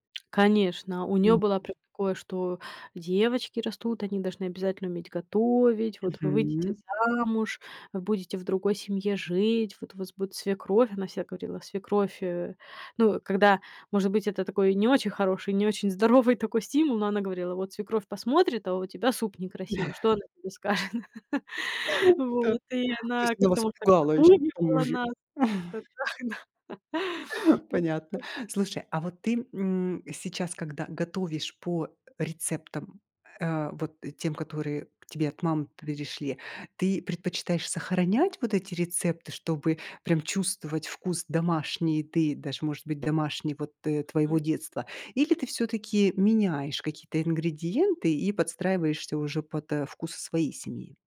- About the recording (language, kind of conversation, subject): Russian, podcast, Какие кухонные запахи мгновенно возвращают тебя домой?
- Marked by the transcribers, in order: chuckle; chuckle; laughing while speaking: "скажет?"; laugh; tapping; chuckle; laughing while speaking: "так, да"; chuckle; other background noise